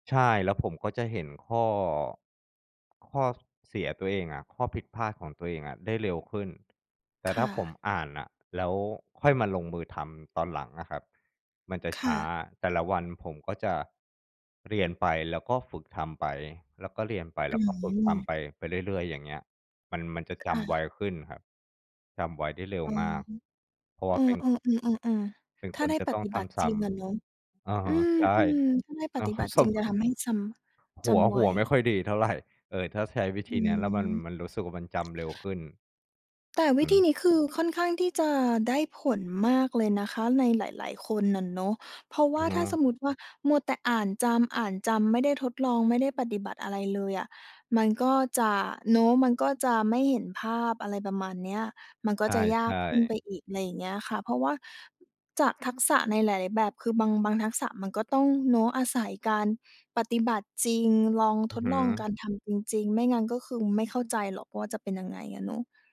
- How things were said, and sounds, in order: other background noise; unintelligible speech
- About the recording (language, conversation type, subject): Thai, podcast, จะเลือกเรียนทักษะใหม่อย่างไรให้คุ้มค่ากับเวลาที่ลงทุนไป?